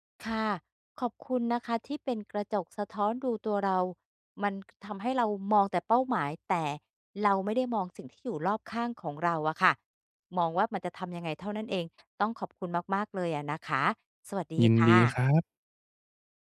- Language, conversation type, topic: Thai, advice, จะทำอย่างไรให้คนในองค์กรเห็นความสำเร็จและผลงานของฉันมากขึ้น?
- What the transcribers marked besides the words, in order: none